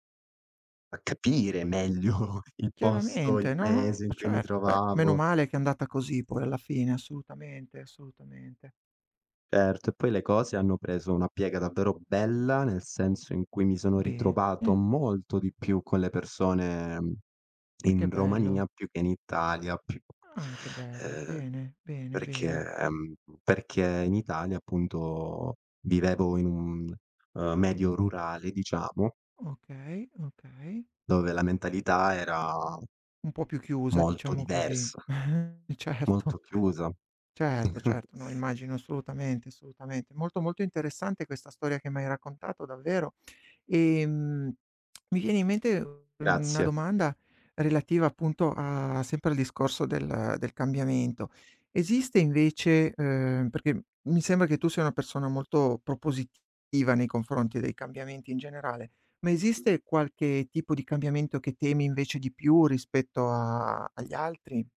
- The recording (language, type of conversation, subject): Italian, podcast, Cosa ti aiuta a superare la paura del cambiamento?
- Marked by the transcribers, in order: laughing while speaking: "meglio"; chuckle; chuckle; tapping; other background noise